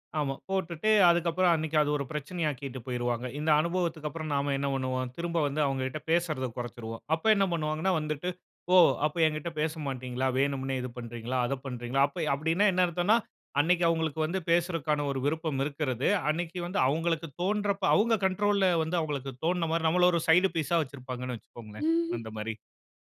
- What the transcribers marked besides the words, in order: none
- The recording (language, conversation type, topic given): Tamil, podcast, நேரில் ஒருவரை சந்திக்கும் போது உருவாகும் நம்பிக்கை ஆன்லைனில் எப்படி மாறுகிறது?